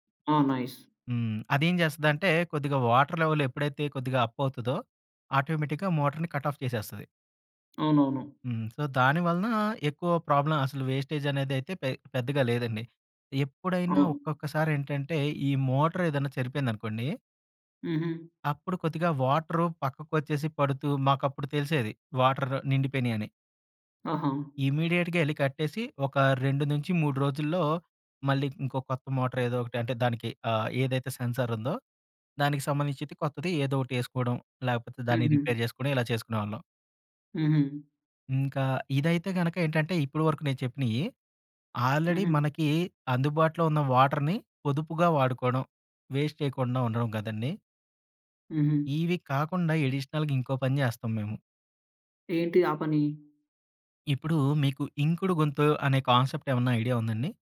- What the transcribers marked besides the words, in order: in English: "నైస్"; in English: "వాటర్ లెవెల్"; in English: "అప్"; in English: "ఆటోమేటిక్‌గా మోటార్‌ని కట్ ఆఫ్"; in English: "సో"; in English: "ప్రాబ్లమ్"; in English: "వేస్టేజ్"; in English: "మోటర్"; "చెడిపోయిందనుకోండి" said as "చెరిపోయిందనుకోండి"; in English: "వాటర్"; in English: "ఇమ్మీడియేట్‌గా"; in English: "మోటార్"; in English: "సెన్సార్"; in English: "రిపేర్"; in English: "ఆల్రెడీ"; in English: "వాటర్‌ని"; in English: "వేస్ట్"; in English: "ఎడిషనల్‌గా"; "గుంత" said as "గొంతు"; in English: "కాన్సెప్ట్"; in English: "ఐడియా"
- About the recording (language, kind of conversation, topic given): Telugu, podcast, ఇంట్లో నీటిని ఆదా చేసి వాడడానికి ఏ చిట్కాలు పాటించాలి?